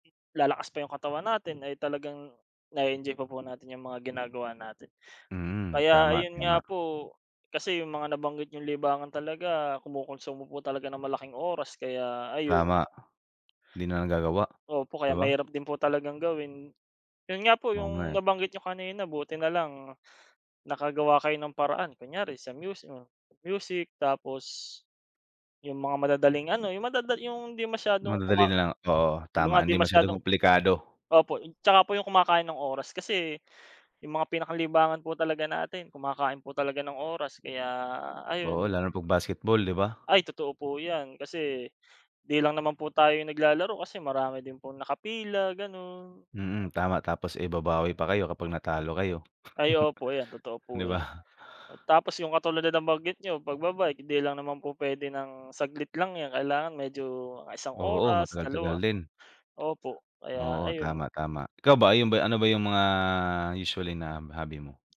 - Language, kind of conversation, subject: Filipino, unstructured, Ano ang nararamdaman mo kapag hindi mo magawa ang paborito mong libangan?
- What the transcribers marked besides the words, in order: wind; other background noise; chuckle